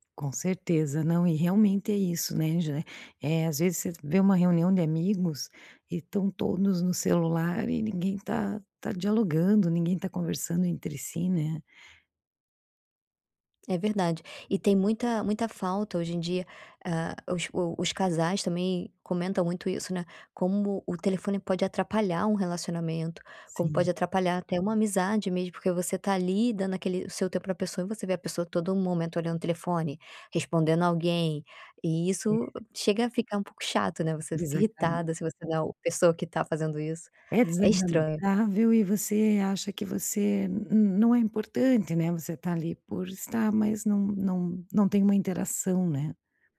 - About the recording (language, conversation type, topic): Portuguese, podcast, Como você faz detox digital quando precisa descansar?
- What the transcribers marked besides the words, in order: tapping; other background noise